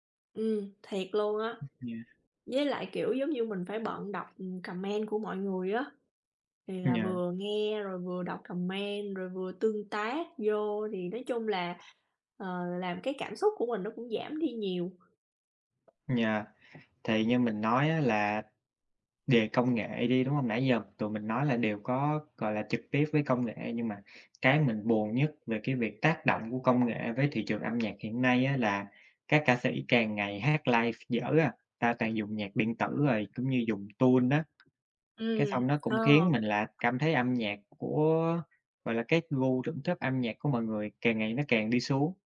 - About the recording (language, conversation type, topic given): Vietnamese, unstructured, Bạn thích đi dự buổi biểu diễn âm nhạc trực tiếp hay xem phát trực tiếp hơn?
- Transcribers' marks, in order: in English: "comment"; in English: "comment"; tapping; in English: "live"; in English: "tune"; other background noise